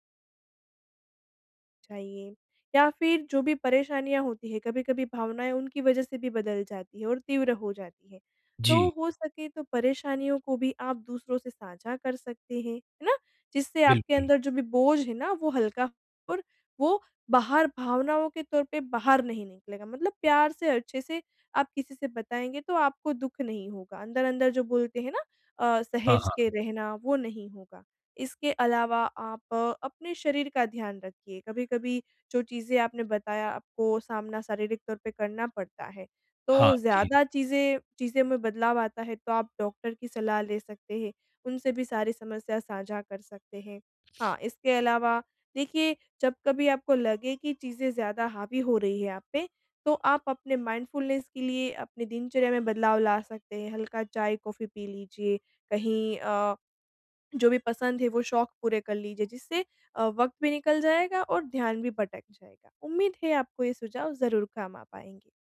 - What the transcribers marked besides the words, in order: other background noise; in English: "माइंडफुलनेस"
- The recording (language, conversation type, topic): Hindi, advice, तीव्र भावनाओं के दौरान मैं शांत रहकर सोच-समझकर कैसे प्रतिक्रिया करूँ?